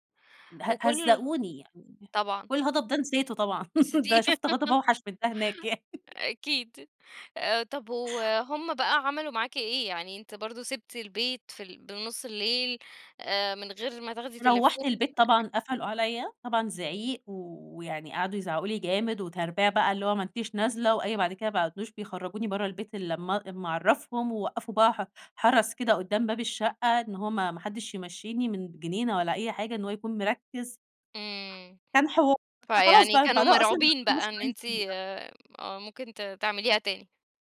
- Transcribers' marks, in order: laugh; giggle; unintelligible speech
- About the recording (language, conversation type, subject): Arabic, podcast, مين ساعدك لما كنت تايه؟